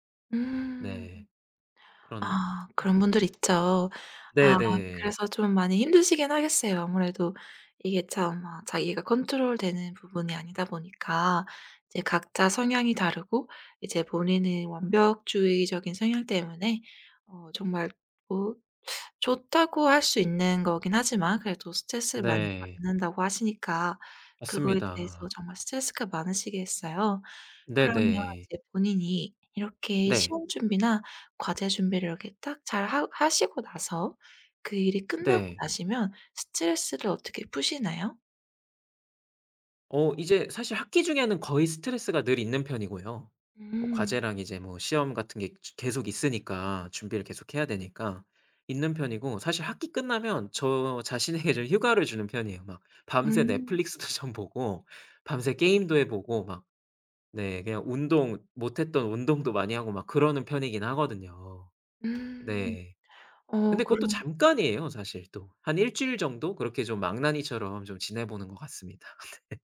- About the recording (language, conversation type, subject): Korean, advice, 완벽주의 때문에 작은 실수에도 과도하게 자책할 때 어떻게 하면 좋을까요?
- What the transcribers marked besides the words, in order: other background noise; tapping; laughing while speaking: "자신에게"; laughing while speaking: "넷플릭스도"; laughing while speaking: "같습니다. 네"